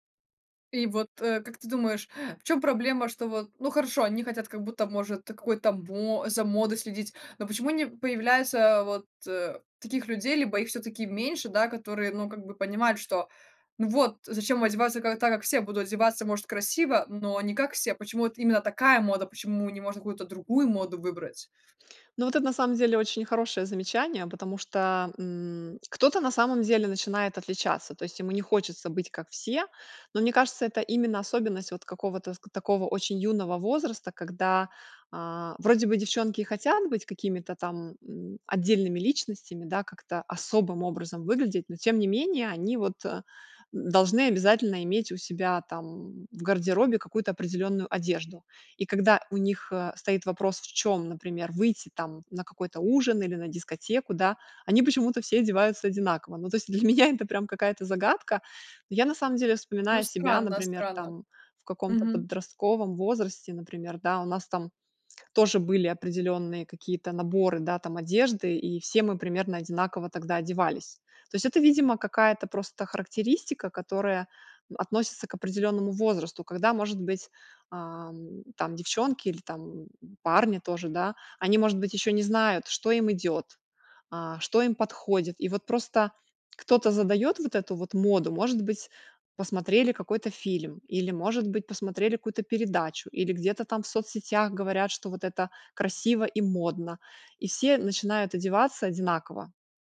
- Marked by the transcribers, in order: tapping; laughing while speaking: "меня"; other background noise
- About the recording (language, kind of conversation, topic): Russian, podcast, Что помогает тебе не сравнивать себя с другими?
- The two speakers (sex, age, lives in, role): female, 20-24, France, host; female, 40-44, Italy, guest